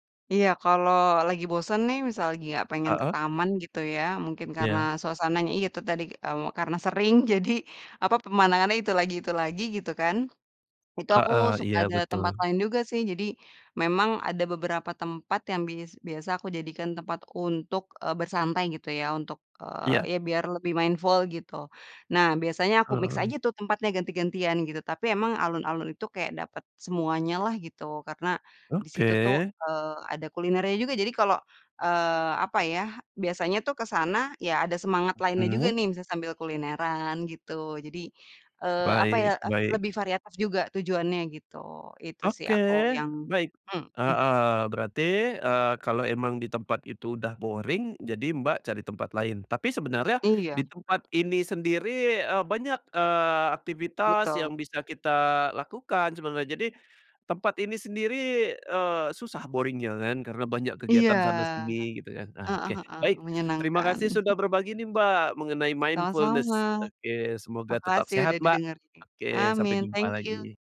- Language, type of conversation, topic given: Indonesian, podcast, Bagaimana cara paling mudah memulai latihan kesadaran penuh saat berjalan-jalan di taman?
- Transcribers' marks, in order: tapping; laughing while speaking: "jadi"; in English: "mindful"; in English: "mix"; in English: "boring"; in English: "boring-nya"; chuckle; in English: "mindfulness"